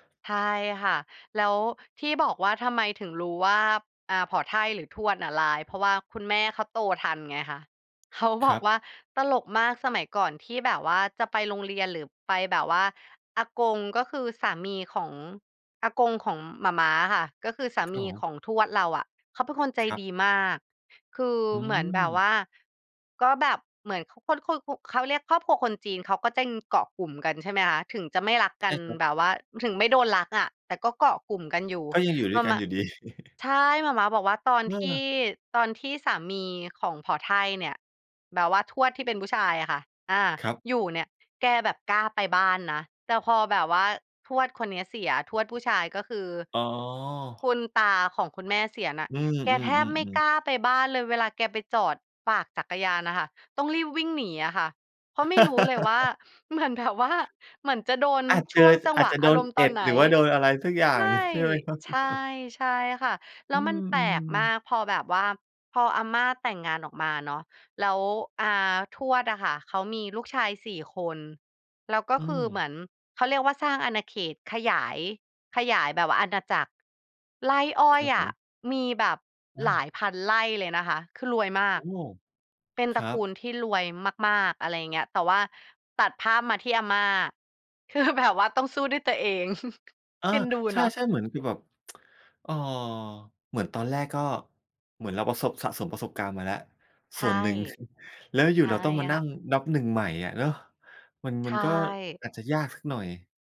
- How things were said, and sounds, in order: tapping; chuckle; other background noise; laugh; laughing while speaking: "เหมือนแบบว่า"; chuckle; laughing while speaking: "คือแบบ"; chuckle; tsk; chuckle
- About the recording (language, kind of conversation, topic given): Thai, podcast, เล่าเรื่องรากเหง้าครอบครัวให้ฟังหน่อยได้ไหม?